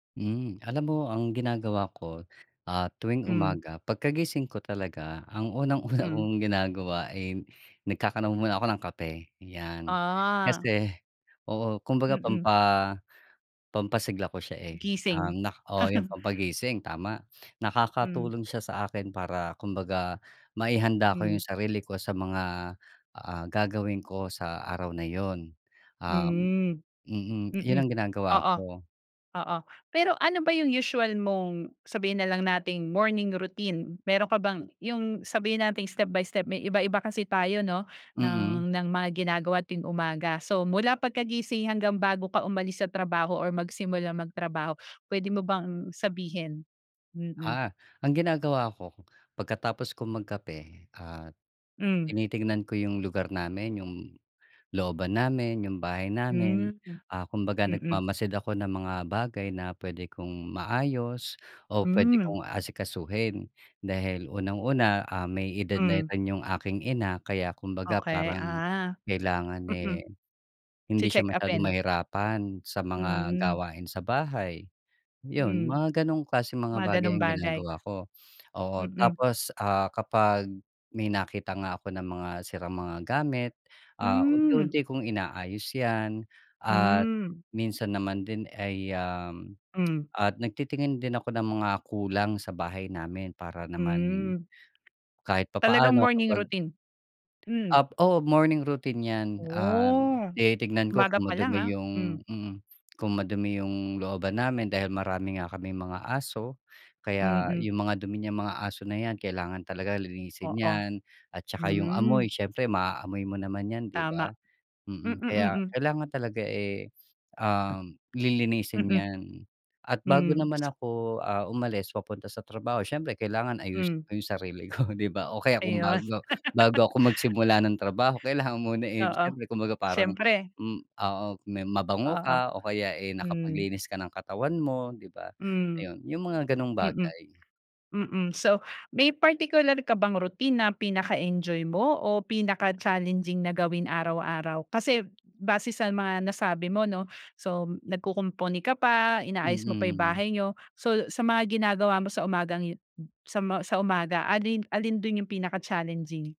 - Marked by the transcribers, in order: laughing while speaking: "unang-una"; laugh; tapping; cough; laughing while speaking: "ko"; laugh
- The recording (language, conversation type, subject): Filipino, podcast, Ano ang ginagawa mo tuwing umaga para manatili kang masigla buong araw?